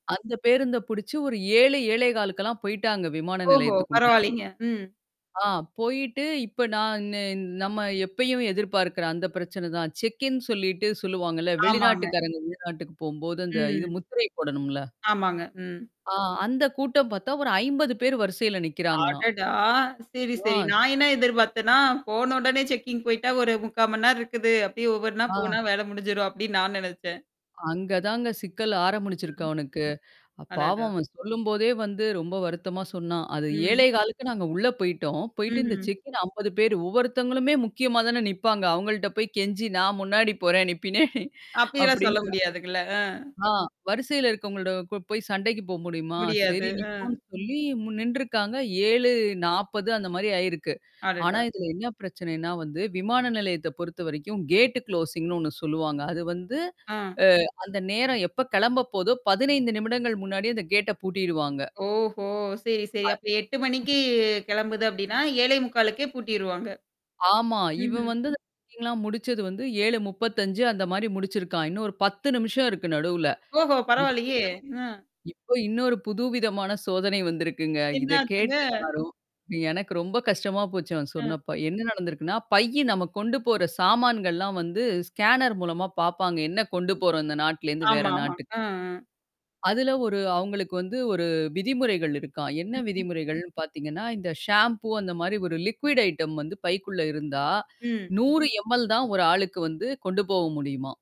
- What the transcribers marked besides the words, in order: in English: "செக்ன்னு"; tapping; in English: "செக்கிங்"; "ஆரம்பிச்சிருக்கு" said as "ஆரம்பணிச்சிருக்கு"; other noise; mechanical hum; in English: "செக்கின்"; laughing while speaking: "பின்னாடி"; in English: "கேட் கு்ளோசிங்ன்னு"; distorted speech; in English: "செக்கிங்லா"; in English: "ஸ்கேனர்"; in English: "லிக்ய்ட்"; in English: "எம் எல்"
- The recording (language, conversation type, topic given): Tamil, podcast, விமானம் தவறவிட்ட அனுபவம் உங்களுக்கு எப்போதாவது ஏற்பட்டதுண்டா?